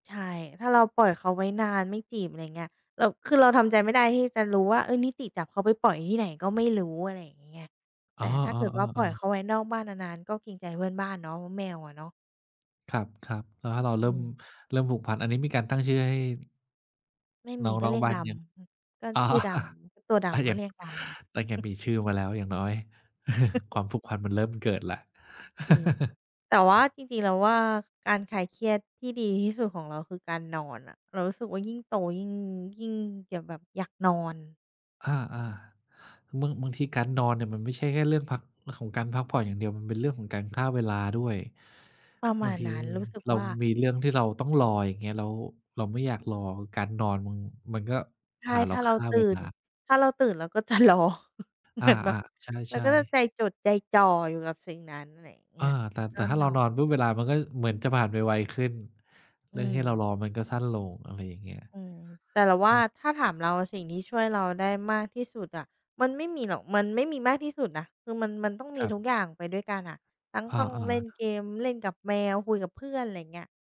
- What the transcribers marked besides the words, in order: tapping; laughing while speaking: "อ๋อ"; chuckle; chuckle; laughing while speaking: "รอ เหมือนแบบ"; chuckle
- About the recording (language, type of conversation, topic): Thai, podcast, มีวิธีไหนช่วยจัดการกับความเครียดที่ได้ผลบ้าง